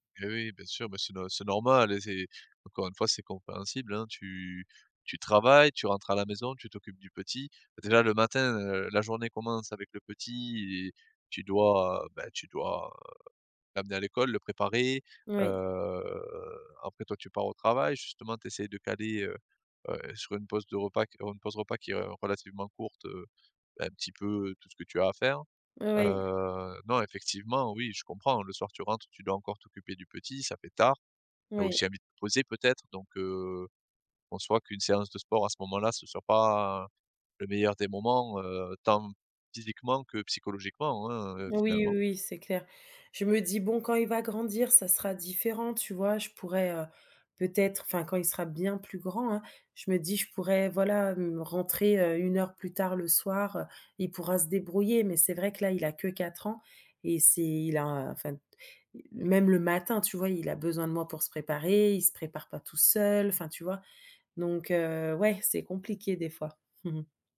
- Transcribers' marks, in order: drawn out: "heu"; chuckle
- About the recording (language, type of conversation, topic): French, advice, Comment trouver du temps pour faire du sport entre le travail et la famille ?